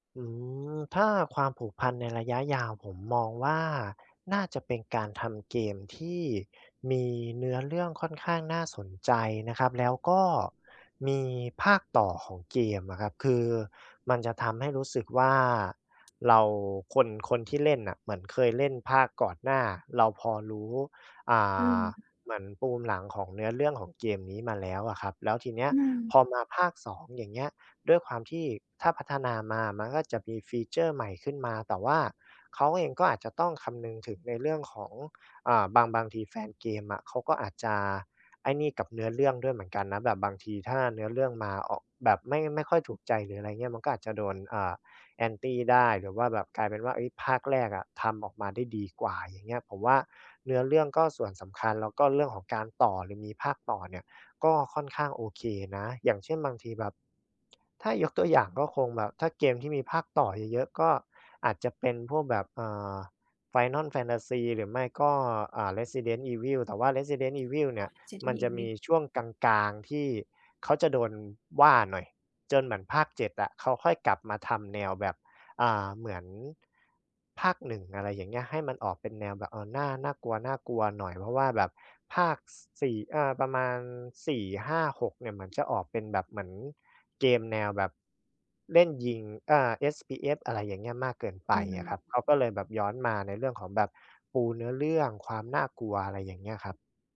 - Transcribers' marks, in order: other background noise; tapping; in English: "ฟีเชอร์"; "FPS" said as "SPF"
- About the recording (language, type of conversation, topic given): Thai, podcast, เรื่องเล่าในเกมทำให้ผู้เล่นรู้สึกผูกพันได้อย่างไร?